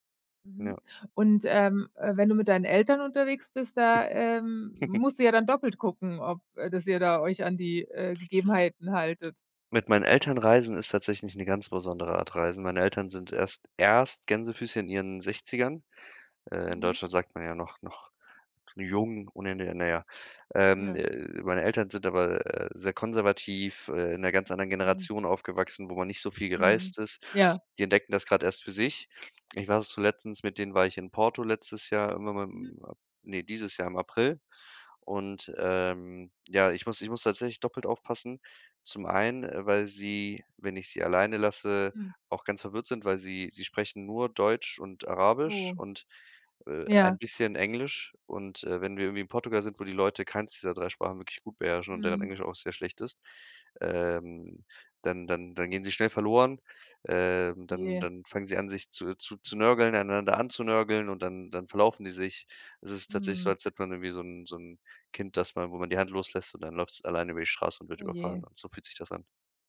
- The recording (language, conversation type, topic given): German, podcast, Was ist dein wichtigster Reisetipp, den jeder kennen sollte?
- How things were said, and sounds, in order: snort; stressed: "erst"